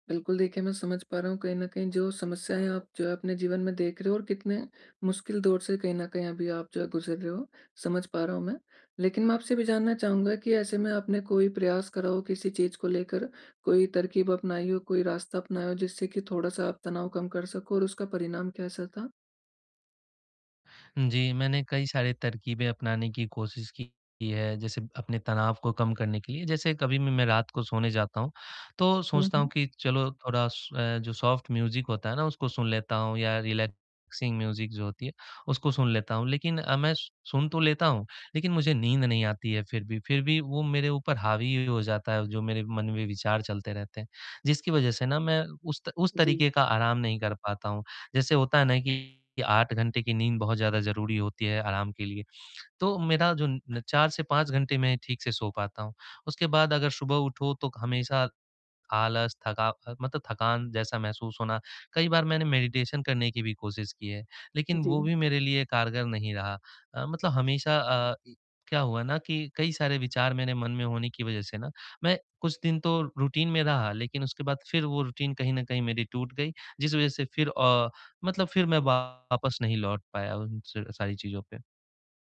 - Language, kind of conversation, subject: Hindi, advice, घर पर आराम करते समय होने वाली बेचैनी या तनाव से मैं कैसे निपटूँ?
- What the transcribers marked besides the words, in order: static; distorted speech; in English: "सॉफ्ट म्यूज़िक"; in English: "रिलैक्सिंग म्यूज़िक"; in English: "मैडिटेशन"; in English: "रूटीन"; in English: "रूटीन"